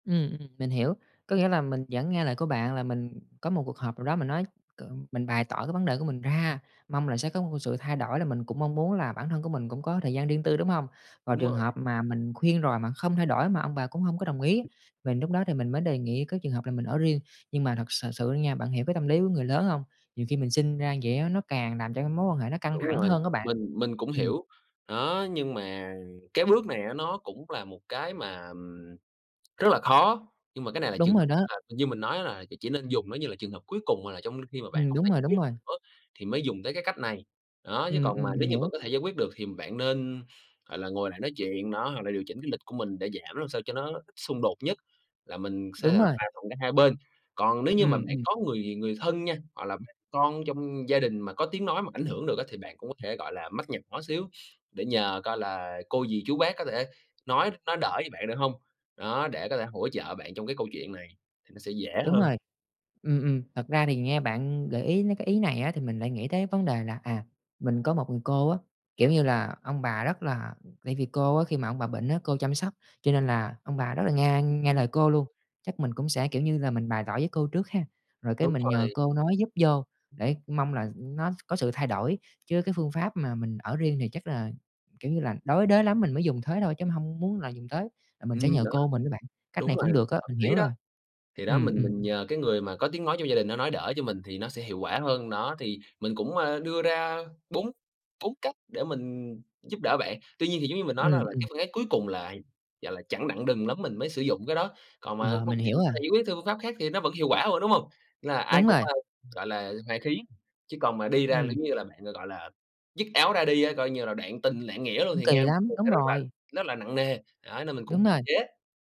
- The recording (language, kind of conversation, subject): Vietnamese, advice, Làm sao để giảm căng thẳng khi sống chung nhiều thế hệ trong một nhà?
- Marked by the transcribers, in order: tapping; background speech; unintelligible speech